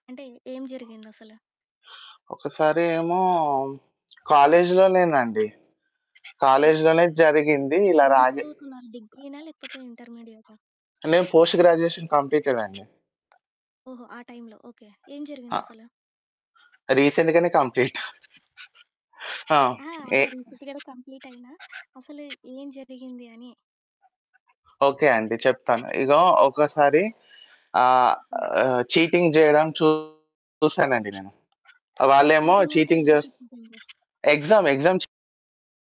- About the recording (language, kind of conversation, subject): Telugu, podcast, మీరు మాటలతో కాకుండా నిశ్శబ్దంగా “లేదు” అని చెప్పిన సందర్భం ఏమిటి?
- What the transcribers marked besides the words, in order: other background noise; distorted speech; in English: "పోస్ట్ గ్రాడ్యుయేషన్"; in English: "రీసెంట్‌గానే"; giggle; in English: "రీసెంట్‌గానే కంప్లీట్"; in English: "చీటింగ్"; in English: "చీటింగ్"; in English: "ఈటింగ్"; in English: "ఎగ్జామ్ ఎగ్జామ్"